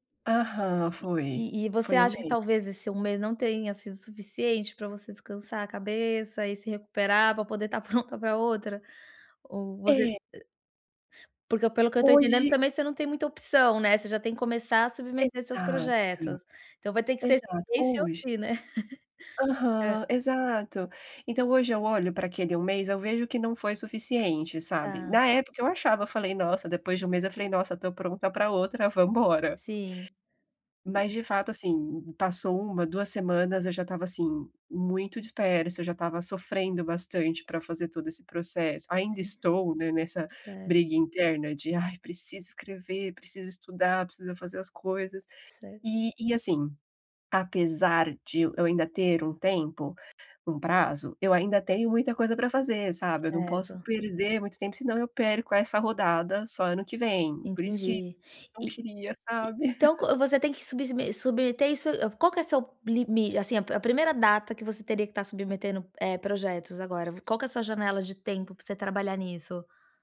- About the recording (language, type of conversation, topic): Portuguese, advice, Como consigo manter o foco por longos períodos de estudo?
- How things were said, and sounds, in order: other noise; chuckle; laugh; tapping; laugh